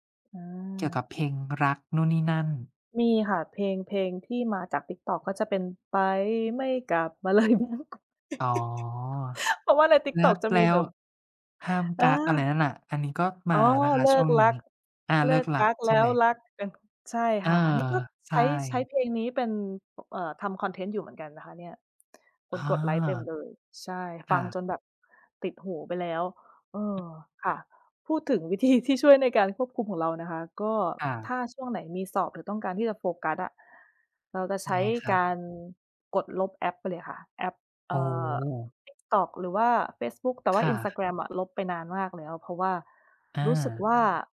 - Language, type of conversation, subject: Thai, unstructured, ทำไมเราถึงควรระมัดระวังเวลาใช้โซเชียลมีเดียทุกวัน?
- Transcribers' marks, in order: singing: "ไปไม่กลับ บรรลัยเแล้ว"; laughing while speaking: "บรรลัยเแล้ว"; tapping; laugh; other background noise; background speech